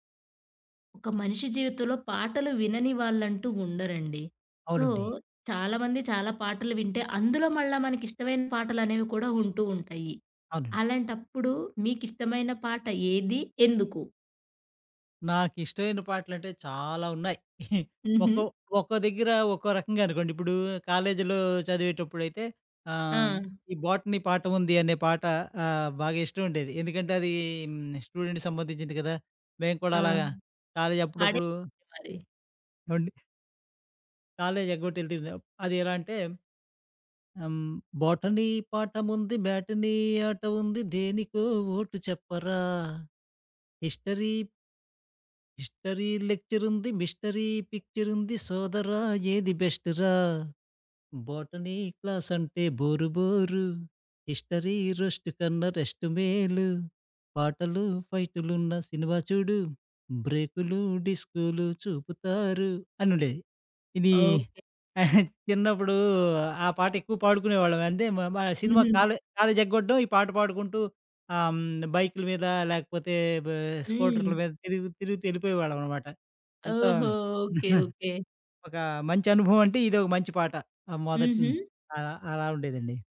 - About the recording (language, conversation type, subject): Telugu, podcast, మీకు ఇష్టమైన పాట ఏది, ఎందుకు?
- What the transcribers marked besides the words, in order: other background noise; in English: "సో"; chuckle; in English: "స్టూడెంట్‌కి"; singing: "బోటనీ పాటముంది, మ్యాటనీ ఆట ఉంది, దేనికో ఓటు చెప్పరా? హిస్టరీ"; tapping; singing: "హిస్టరీ లెక్చరుంది, మిస్టరీ పిక్చరుంది, సోదరా … బ్రేకులు డిస్కూలు చూపుతారు"; chuckle; chuckle